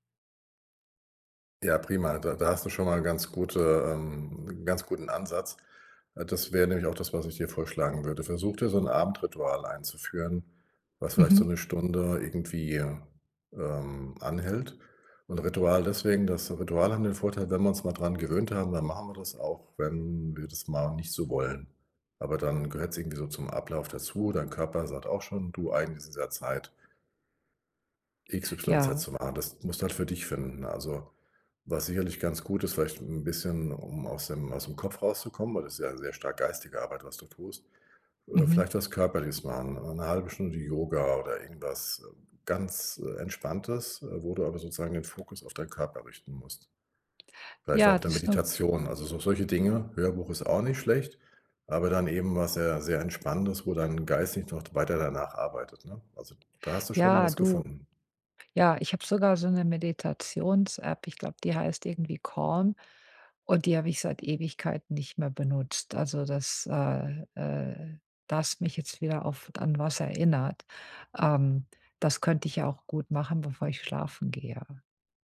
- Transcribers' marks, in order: none
- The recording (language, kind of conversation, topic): German, advice, Wie kann ich trotz abendlicher Gerätenutzung besser einschlafen?